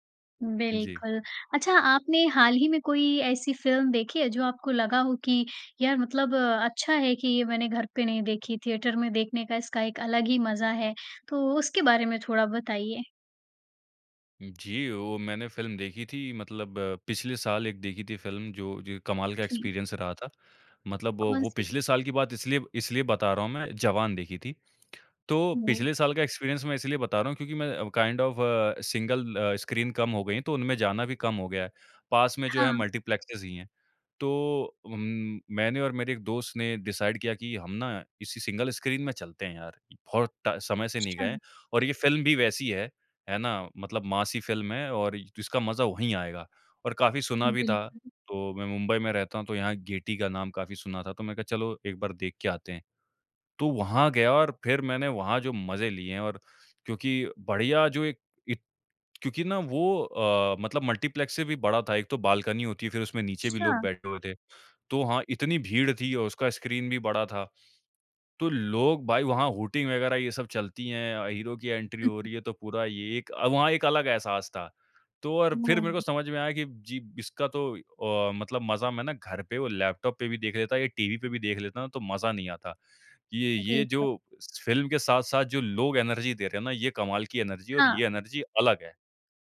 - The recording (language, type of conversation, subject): Hindi, podcast, जब फिल्म देखने की बात हो, तो आप नेटफ्लिक्स और सिनेमाघर में से किसे प्राथमिकता देते हैं?
- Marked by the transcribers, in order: in English: "एक्सपीरियंस"; in English: "एक्सपीरियंस"; in English: "काइंड ऑफ़ अ, सिंगल"; in English: "स्क्रीन"; in English: "मल्टीप्लेक्स"; in English: "डिसाइड"; in English: "सिंगल स्क्रीन"; in English: "मासी फ़िल्म"; in English: "हूटिंग"; in English: "एंट्री"; unintelligible speech; in English: "एनर्जी"; in English: "एनर्जी"; in English: "एनर्जी"